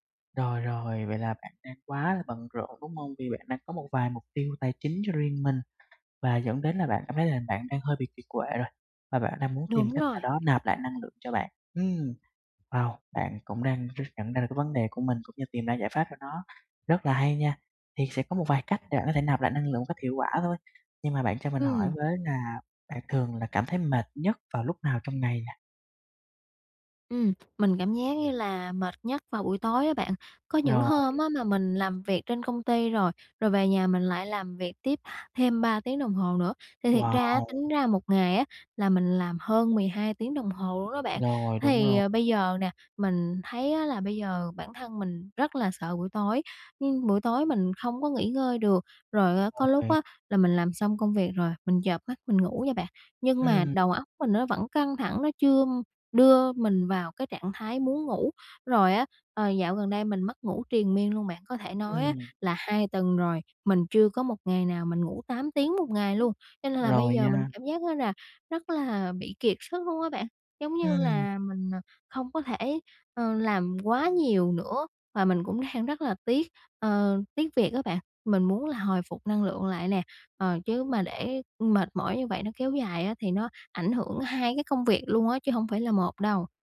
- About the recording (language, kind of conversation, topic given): Vietnamese, advice, Làm sao để nạp lại năng lượng hiệu quả khi mệt mỏi và bận rộn?
- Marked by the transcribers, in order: tapping; other background noise; other noise; laughing while speaking: "đang"